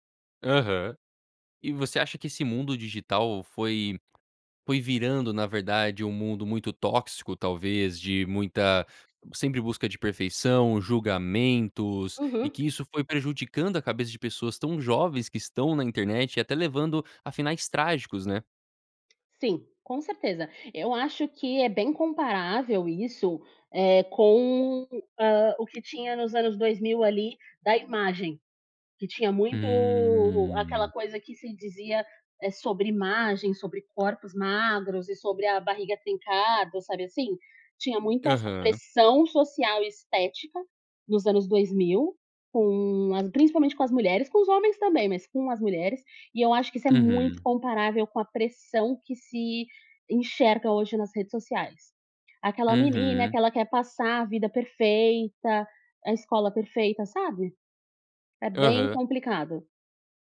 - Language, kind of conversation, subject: Portuguese, podcast, como criar vínculos reais em tempos digitais
- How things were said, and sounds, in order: tapping; drawn out: "Hum"